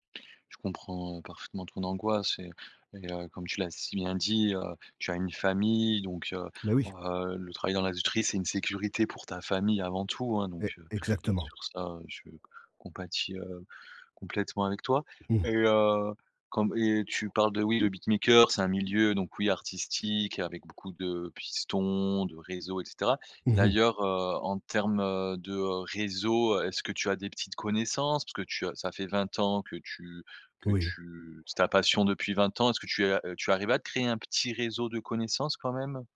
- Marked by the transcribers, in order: tapping; in English: "beatmaker"; other background noise
- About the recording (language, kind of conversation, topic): French, advice, Comment surmonter ma peur de changer de carrière pour donner plus de sens à mon travail ?